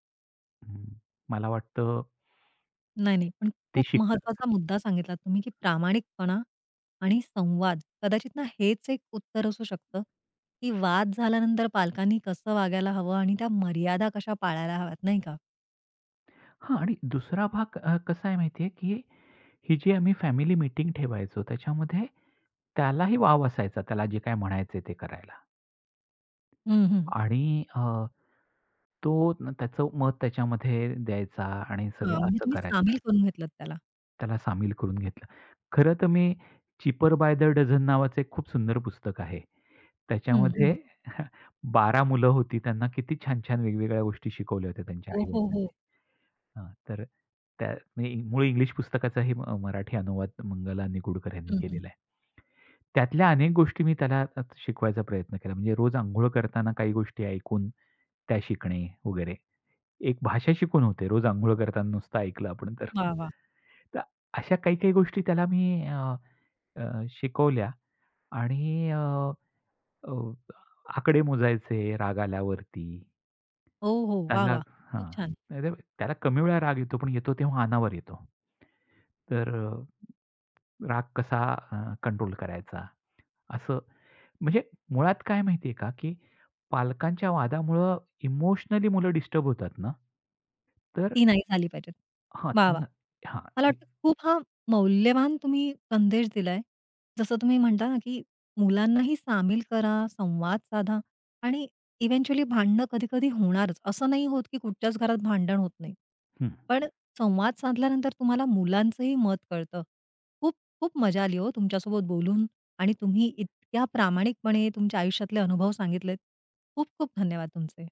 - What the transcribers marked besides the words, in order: wind; other background noise; tapping; other noise; chuckle; bird; unintelligible speech; in English: "इव्हेंच्युअली"
- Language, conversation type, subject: Marathi, podcast, लहान मुलांसमोर वाद झाल्यानंतर पालकांनी कसे वागायला हवे?